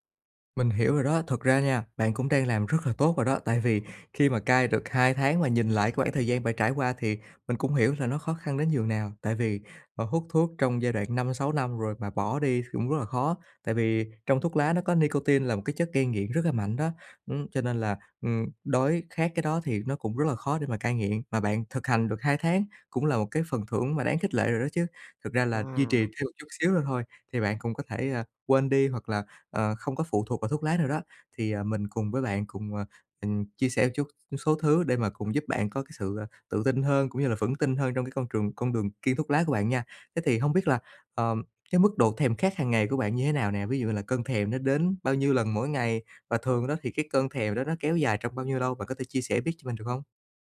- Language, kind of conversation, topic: Vietnamese, advice, Làm thế nào để đối mặt với cơn thèm khát và kiềm chế nó hiệu quả?
- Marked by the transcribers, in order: none